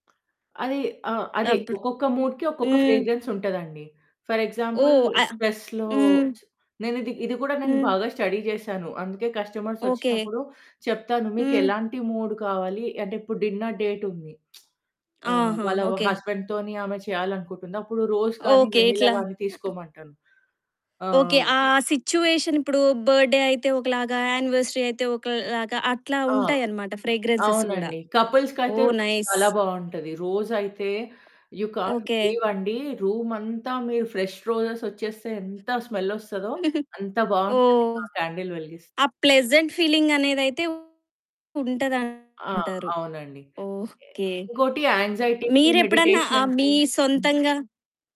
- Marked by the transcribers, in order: other background noise; in English: "మూడ్‌కి"; in English: "ఫ్రేగ్రెన్స్"; in English: "ఫర్ ఎగ్జాంపుల్ స్ట్రెస్‌లో"; in English: "స్టడీ"; in English: "కస్టమర్స్"; in English: "మూడ్"; in English: "డిన్నర్ డేట్"; lip smack; in English: "హస్బెండ్‌తోని"; in English: "రోజ్"; in English: "వెనిల్లా"; in English: "సిట్యుయేషన్"; in English: "బర్త్‌డే"; in English: "యానివర్సరీ"; in English: "కపుల్స్‌కి"; in English: "ఫ్రేగ్రెన్సెస్"; in English: "రోజ్"; in English: "నైస్"; in English: "యు కాంట్ బిలీవ్"; in English: "రూమ్"; in English: "ఫ్రెష్ రోజెస్"; in English: "స్మెల్"; chuckle; distorted speech; in English: "ప్లెజెంట్ ఫీలింగ్"; in English: "క్యాండిల్"; in English: "యాంగ్జైటీకి, మెడిటేషన్‌కి"
- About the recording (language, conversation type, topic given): Telugu, podcast, మీరు ఇటీవల చేసిన హస్తకళ లేదా చేతితో చేసిన పనిని గురించి చెప్పగలరా?